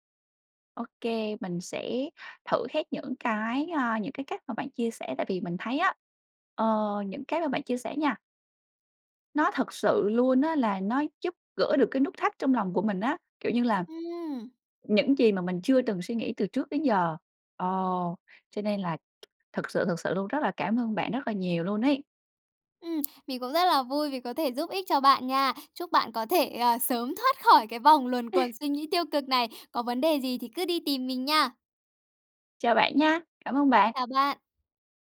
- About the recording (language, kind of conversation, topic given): Vietnamese, advice, Làm sao để dừng lại khi tôi bị cuốn vào vòng suy nghĩ tiêu cực?
- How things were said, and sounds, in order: tapping; laugh